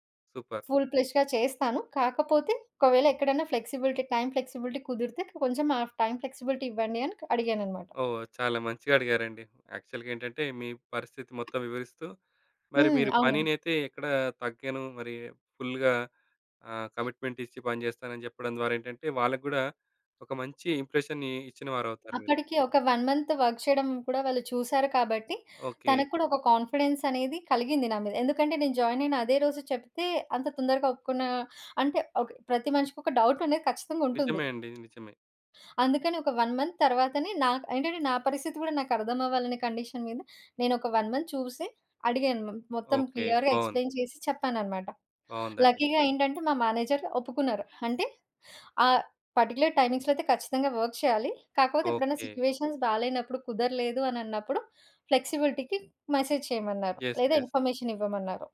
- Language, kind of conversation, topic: Telugu, podcast, ఇంటినుంచి పని చేసే అనుభవం మీకు ఎలా ఉంది?
- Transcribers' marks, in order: in English: "సూపర్"; in English: "ఫుల్ ప్లెజ్డ్‌గా"; in English: "ఫ్లెక్సిబిలిటీ, టైమ్ ఫ్లెక్సిబిలిటీ"; in English: "టైమ్ ఫ్లెక్సిబిలిటీ"; in English: "యాక్చువల్‌గా"; tapping; other background noise; in English: "ఇంప్రెషన్‌ని"; in English: "వన్ మంత్ వర్క్"; in English: "వన్ మంత్"; in English: "కండిషన్"; in English: "వన్ మంత్"; in English: "క్లియర్‌గా ఎక్స్‌ప్లెయి‌న్"; in English: "లక్కీ‌గా"; in English: "మేనేజర్"; in English: "పర్టిక్యులర్ టైమింగ్స్‌లో"; in English: "వర్క్"; in English: "సిచ్యువేషన్స్"; in English: "ఫ్లెక్సిబిలిటీ‌కి మెసేజ్"; in English: "యెస్. యెస్"; in English: "ఇన్ఫర్మేషన్"